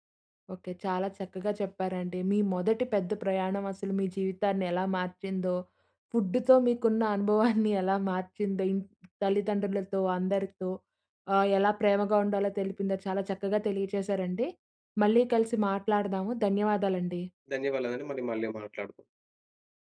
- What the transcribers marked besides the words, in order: chuckle; "ధన్యవాదాలండి" said as "ధన్యవాలదండీ"
- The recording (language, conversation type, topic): Telugu, podcast, మీ మొట్టమొదటి పెద్ద ప్రయాణం మీ జీవితాన్ని ఎలా మార్చింది?